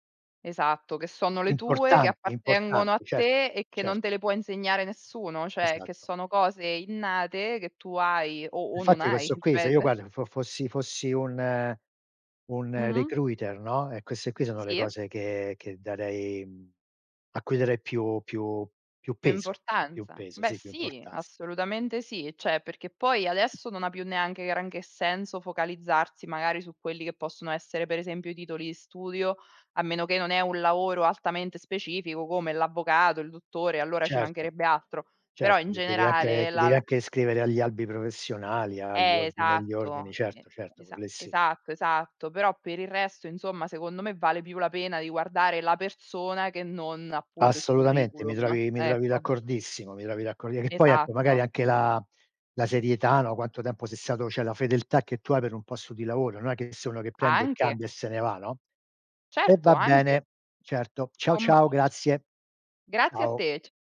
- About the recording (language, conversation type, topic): Italian, unstructured, Come ti prepari per un colloquio di lavoro?
- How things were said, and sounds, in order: "Cioè" said as "ceh"; in English: "recruiter"; "Cioè" said as "ceh"; "cioè" said as "ceh"